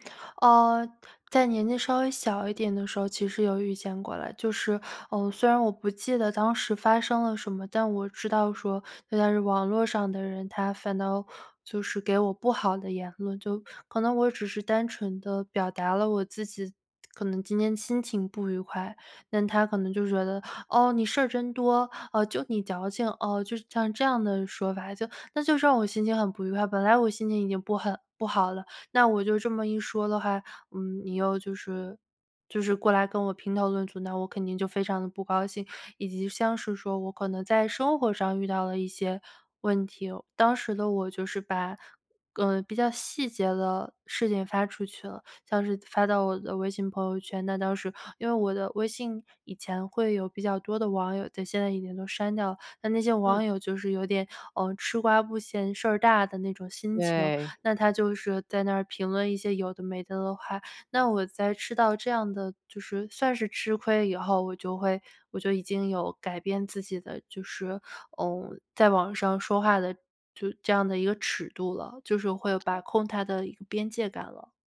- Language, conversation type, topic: Chinese, podcast, 如何在网上既保持真诚又不过度暴露自己？
- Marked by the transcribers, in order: other background noise